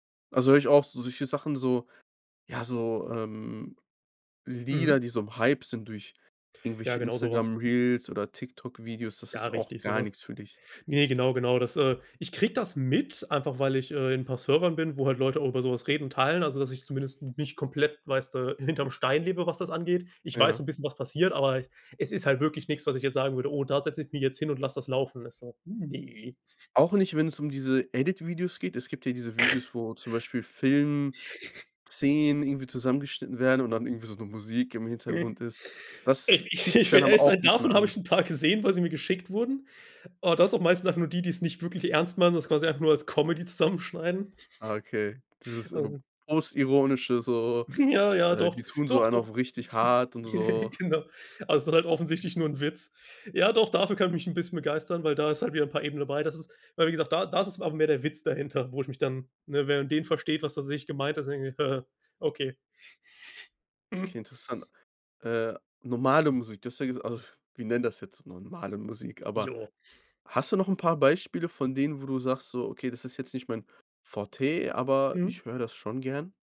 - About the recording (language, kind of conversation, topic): German, podcast, Wie findest du neue Musik?
- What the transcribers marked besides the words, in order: other background noise; chuckle; other noise; chuckle; chuckle; laughing while speaking: "will ehrlich"; laughing while speaking: "paar"; chuckle; chuckle; in French: "Forté"